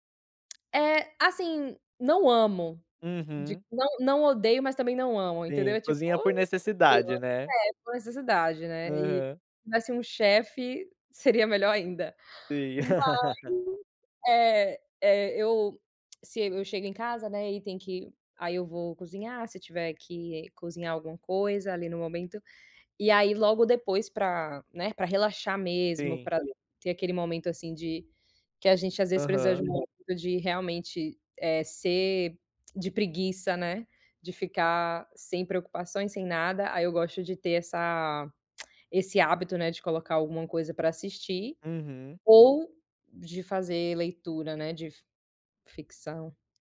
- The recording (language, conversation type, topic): Portuguese, podcast, O que ajuda você a relaxar em casa no fim do dia?
- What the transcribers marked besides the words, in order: tapping; unintelligible speech; laughing while speaking: "seria melhor ainda"; laugh; unintelligible speech; lip smack